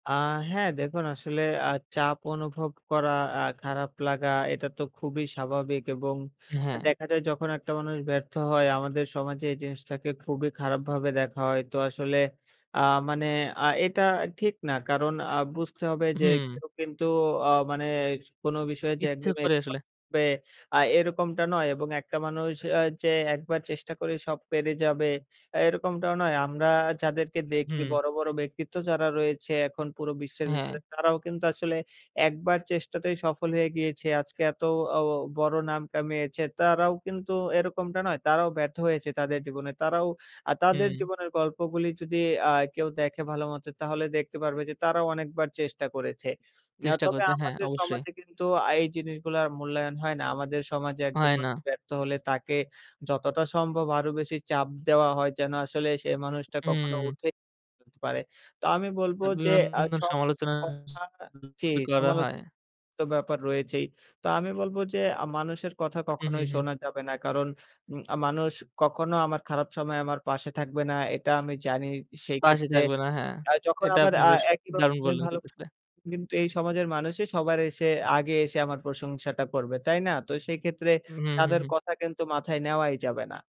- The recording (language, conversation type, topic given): Bengali, podcast, একটা পরিকল্পনা ব্যর্থ হওয়ার পর কি কখনও তা আপনার জীবনে ভালো কিছু ডেকে এনেছে?
- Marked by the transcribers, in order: other animal sound; other background noise; unintelligible speech; unintelligible speech; unintelligible speech